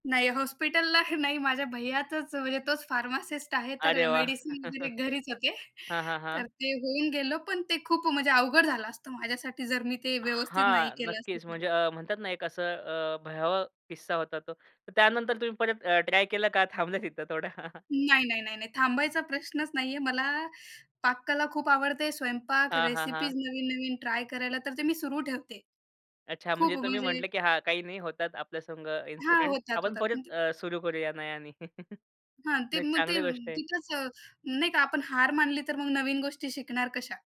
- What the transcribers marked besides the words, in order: laughing while speaking: "नाही, माझ्या भैयाचंच, म्हणजे तोच फार्मासिस्ट आहे"; in English: "फार्मासिस्ट"; in English: "मेडिसिन"; chuckle; laughing while speaking: "का थांबल्या तिथं थोडं?"; chuckle; in English: "रेसिपीज"; in English: "इन्सिडेंट"; other background noise; "नव्याने" said as "नयानी"; chuckle
- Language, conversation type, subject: Marathi, podcast, लहानपणीचा तुझा आवडता सण कोणता होता?
- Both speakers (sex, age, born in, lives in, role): female, 25-29, India, India, guest; male, 25-29, India, India, host